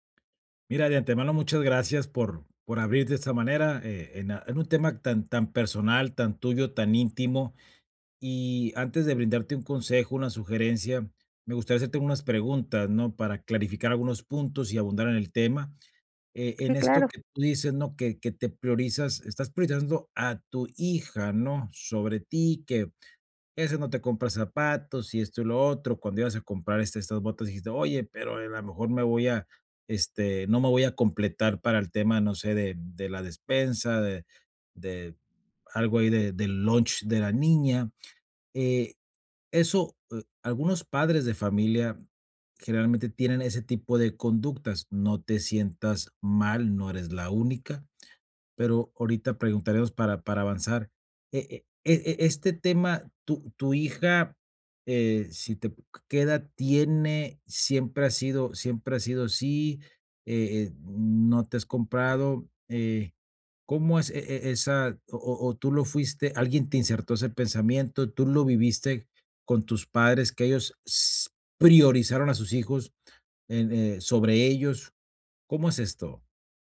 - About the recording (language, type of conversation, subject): Spanish, advice, ¿Cómo puedo priorizar mis propias necesidades si gasto para impresionar a los demás?
- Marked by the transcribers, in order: tapping